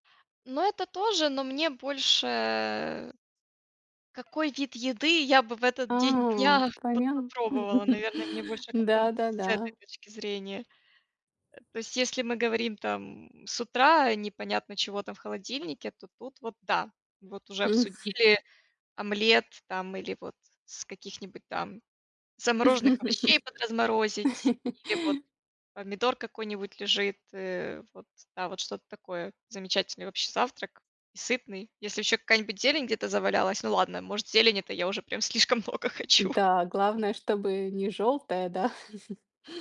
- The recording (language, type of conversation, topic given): Russian, podcast, Что вы готовите, если в холодильнике почти пусто?
- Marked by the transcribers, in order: drawn out: "больше"; other background noise; tapping; laugh; laugh; laughing while speaking: "слишком много хочу"; chuckle